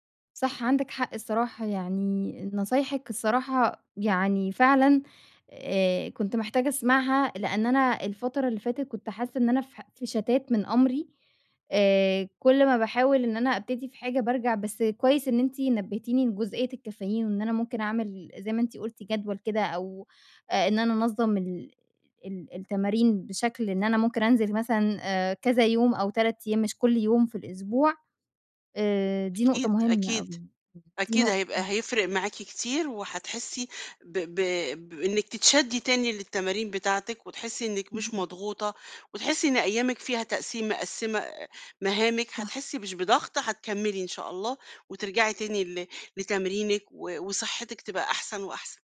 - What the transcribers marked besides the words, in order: none
- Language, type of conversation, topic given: Arabic, advice, ليه مش قادر تلتزم بروتين تمرين ثابت؟